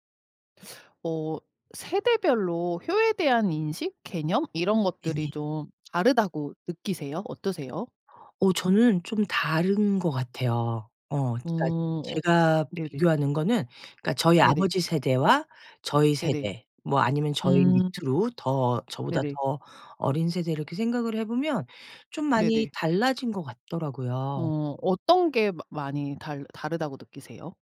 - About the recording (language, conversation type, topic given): Korean, podcast, 세대에 따라 ‘효’를 어떻게 다르게 느끼시나요?
- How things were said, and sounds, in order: teeth sucking; tapping